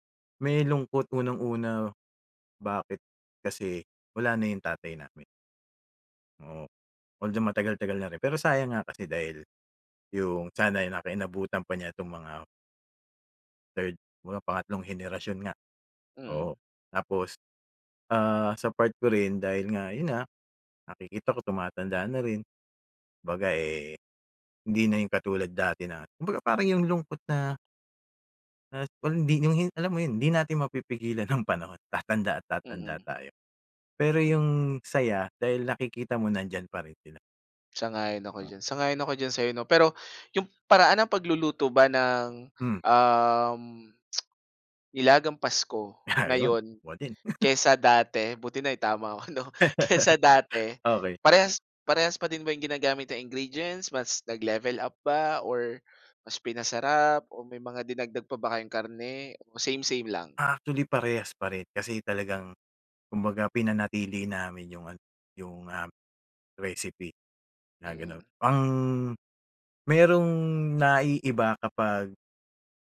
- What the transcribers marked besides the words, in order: tapping; background speech; tsk; laughing while speaking: "Ah"; laugh; laughing while speaking: "'no?"; laugh
- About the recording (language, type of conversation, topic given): Filipino, podcast, Anong tradisyonal na pagkain ang may pinakamatingkad na alaala para sa iyo?